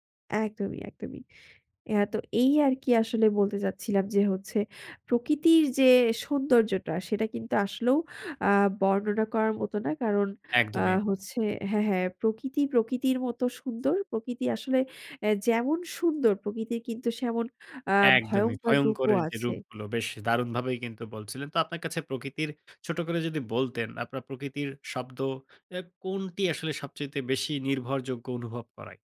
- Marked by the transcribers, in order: none
- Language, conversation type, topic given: Bengali, podcast, প্রকৃতির কোন কোন গন্ধ বা শব্দ আপনার ভেতরে স্মৃতি জাগিয়ে তোলে?